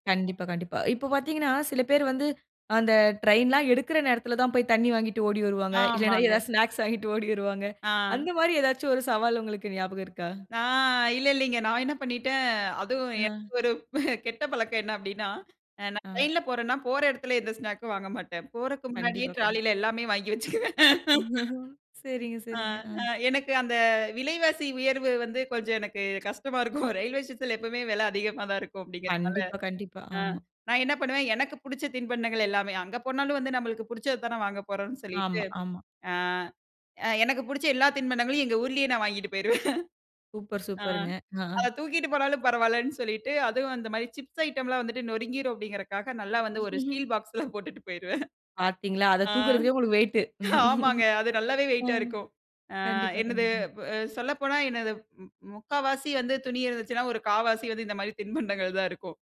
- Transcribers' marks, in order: laughing while speaking: "எதா ஸ்நாக்ஸ் வாங்கிட்டு ஓடி வருவாங்க"; drawn out: "நான்"; chuckle; in English: "ட்ராலில"; laugh; laughing while speaking: "கஷ்டமா இருக்கும்"; laugh; chuckle; in English: "ஸ்டீல் பாக்ஸ்ல"; chuckle; laughing while speaking: "ஆ, ஆமாங்க. அது நல்லாவே வெயிட்டா இருக்கும்"; chuckle; laughing while speaking: "தின்பண்டங்கள் தான் இருக்கும்"
- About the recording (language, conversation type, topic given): Tamil, podcast, தனியாகப் பயணம் செய்த போது நீங்கள் சந்தித்த சவால்கள் என்னென்ன?